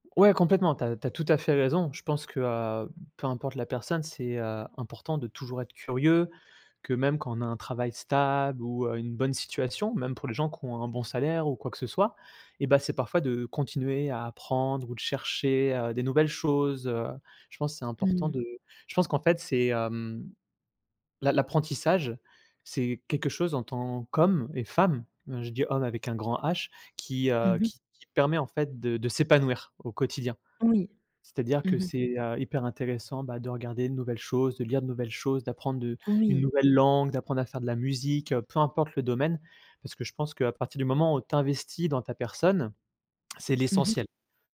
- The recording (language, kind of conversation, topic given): French, podcast, Peux-tu nous raconter un moment où ta curiosité a tout changé dans ton apprentissage ?
- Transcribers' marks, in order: stressed: "qu'homme"; stressed: "s'épanouir"